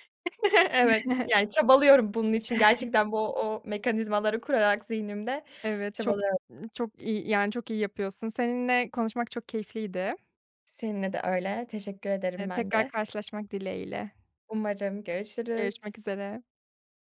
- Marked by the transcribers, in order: chuckle; other background noise; chuckle; unintelligible speech
- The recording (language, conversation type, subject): Turkish, podcast, Bir karar verirken içgüdüne mi yoksa mantığına mı daha çok güvenirsin?